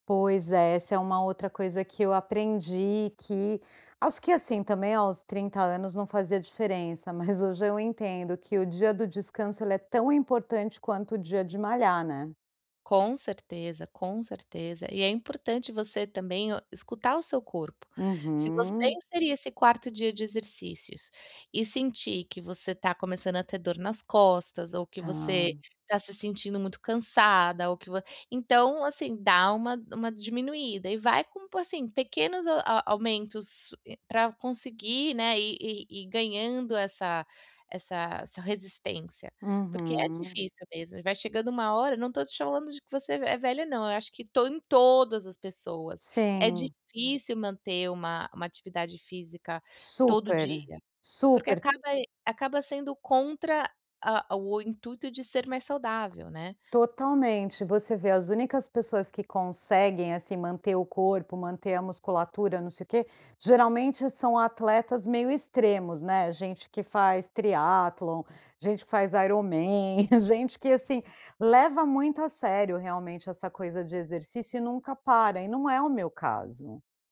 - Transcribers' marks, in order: chuckle; tapping; chuckle
- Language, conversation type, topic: Portuguese, advice, Como posso criar um hábito de exercícios consistente?